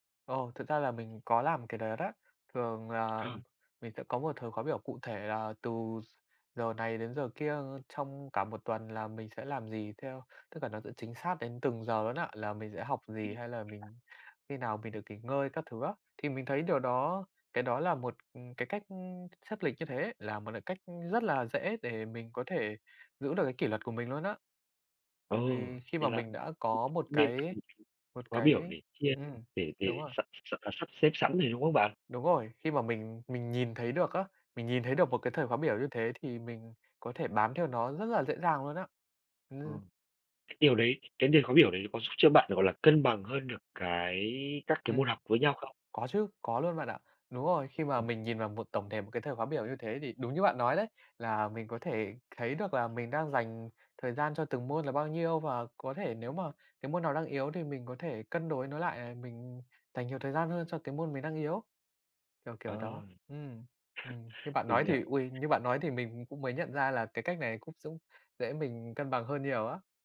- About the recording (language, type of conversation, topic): Vietnamese, podcast, Làm sao bạn giữ được động lực học lâu dài?
- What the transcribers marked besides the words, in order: tapping; unintelligible speech; other background noise; unintelligible speech; unintelligible speech; chuckle